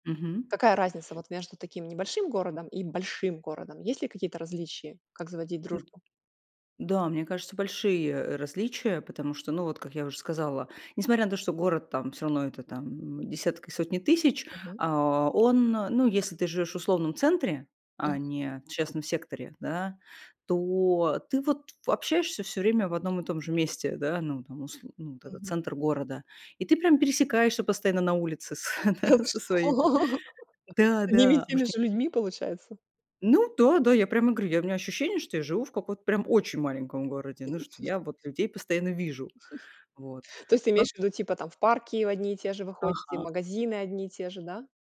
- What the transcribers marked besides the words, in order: tapping; other background noise; laughing while speaking: "Да ты что"; chuckle; laughing while speaking: "да, со своими"; chuckle
- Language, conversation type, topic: Russian, podcast, Как завести настоящую дружбу в большом городе?